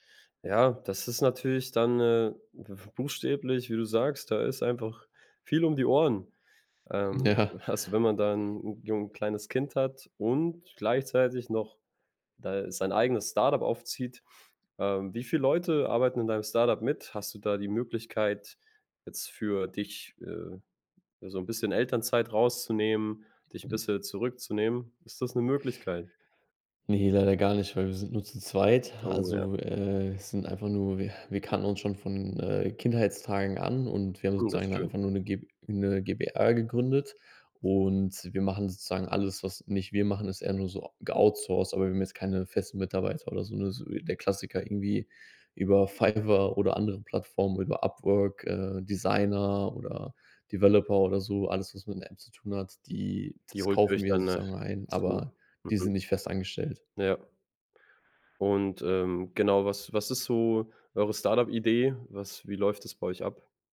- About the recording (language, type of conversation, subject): German, advice, Wie kann ich damit umgehen, dass die Grenzen zwischen Werktagen und Wochenende bei mir verschwimmen und mein Tagesablauf dadurch chaotisch wird?
- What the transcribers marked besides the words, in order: laughing while speaking: "also"; laughing while speaking: "Ja"; stressed: "und"; in English: "outsourced"